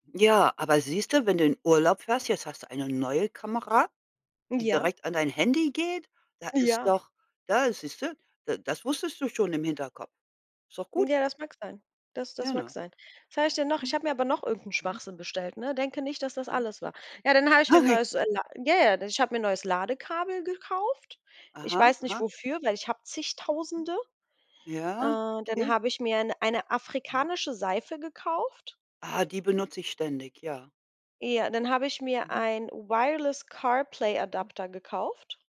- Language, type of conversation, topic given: German, unstructured, Wie beeinflussen soziale Medien unser tägliches Leben?
- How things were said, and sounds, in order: unintelligible speech; other background noise